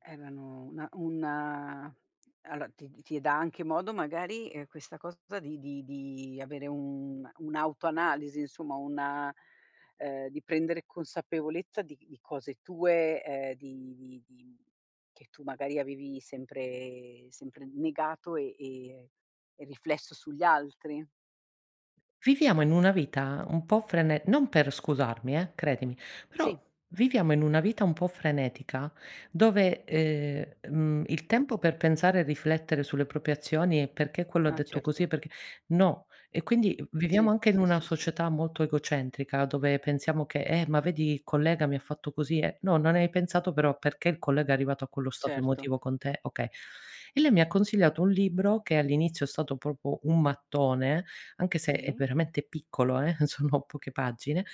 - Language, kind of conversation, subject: Italian, podcast, Come capisci quando è il momento di ascoltare invece di parlare?
- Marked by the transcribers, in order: "proprie" said as "prope"; "proprio" said as "propo"; laughing while speaking: "sono"